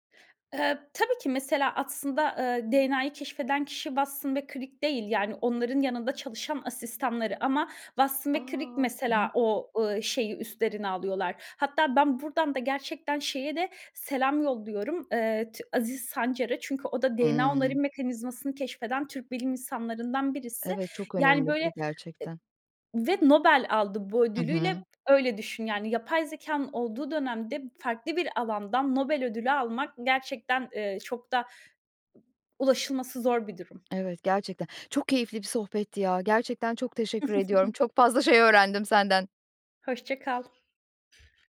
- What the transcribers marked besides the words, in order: other noise; chuckle; other background noise
- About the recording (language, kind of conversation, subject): Turkish, podcast, DNA testleri aile hikâyesine nasıl katkı sağlar?